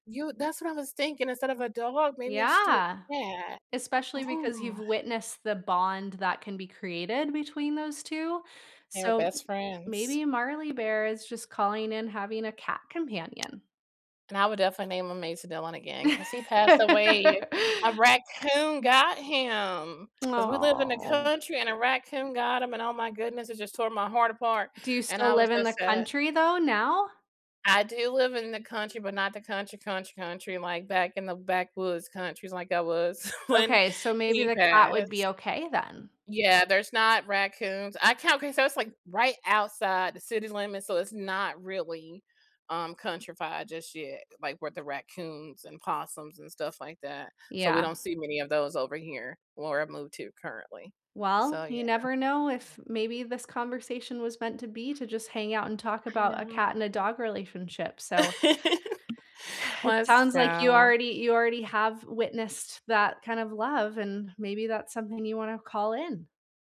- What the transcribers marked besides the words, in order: tapping; laugh; other background noise; drawn out: "Aw"; laughing while speaking: "when"; drawn out: "know"; laugh
- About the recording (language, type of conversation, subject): English, unstructured, How do pets change your relationship—balancing affection, responsibilities, finances, and future plans?
- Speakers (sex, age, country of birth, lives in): female, 35-39, United States, United States; female, 45-49, United States, United States